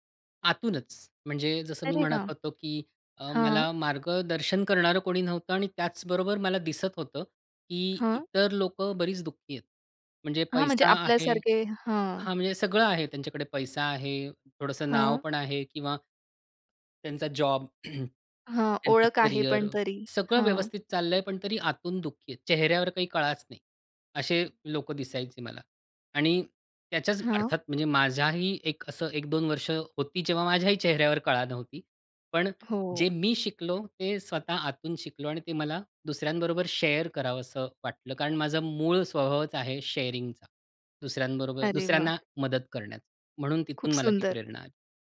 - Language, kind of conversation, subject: Marathi, podcast, या उपक्रमामुळे तुमच्या आयुष्यात नेमका काय बदल झाला?
- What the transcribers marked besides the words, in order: tapping; throat clearing; in English: "शेअर"; in English: "शेअरिंगचा"; other background noise